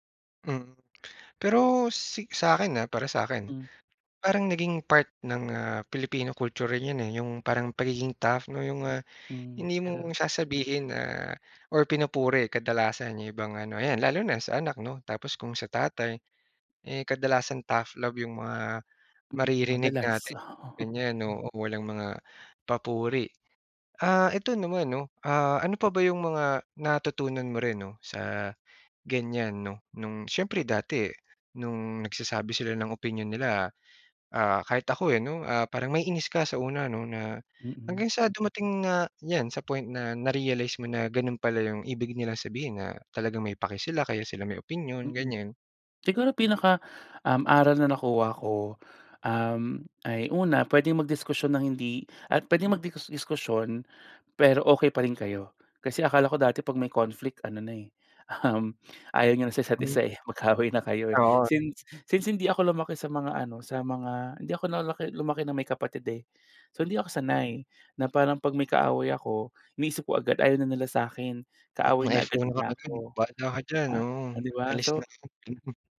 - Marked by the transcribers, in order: in English: "tough"; in English: "tough love"; laughing while speaking: "Oo"; tapping; laughing while speaking: "um, ayaw niyo na sa … kayo, eh. Since"
- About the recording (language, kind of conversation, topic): Filipino, podcast, Paano mo tinitimbang ang opinyon ng pamilya laban sa sarili mong gusto?